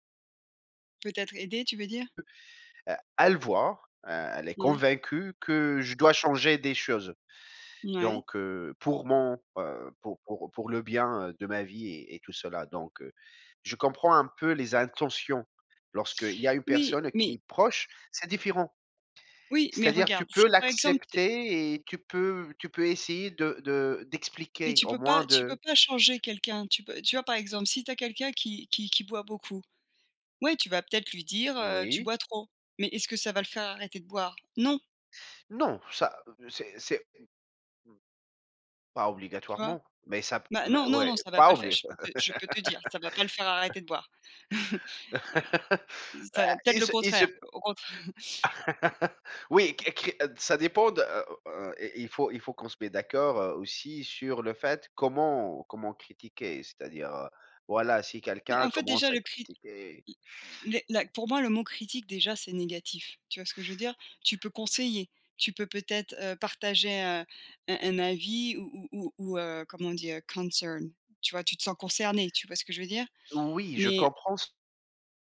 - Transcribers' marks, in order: tapping; other background noise; other noise; laugh; chuckle; laugh; laughing while speaking: "au contrai"; chuckle; put-on voice: "a concern"; in English: "a concern"
- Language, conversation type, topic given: French, unstructured, Comment réagir lorsque quelqu’un critique ton style de vie ?